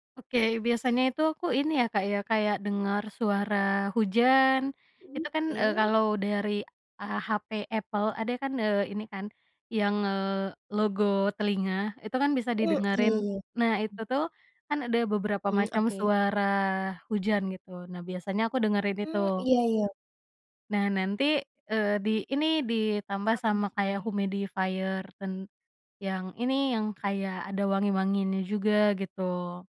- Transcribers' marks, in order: in English: "humidifier"
- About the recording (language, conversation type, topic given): Indonesian, podcast, Apa yang paling sering menginspirasi kamu dalam kehidupan sehari-hari?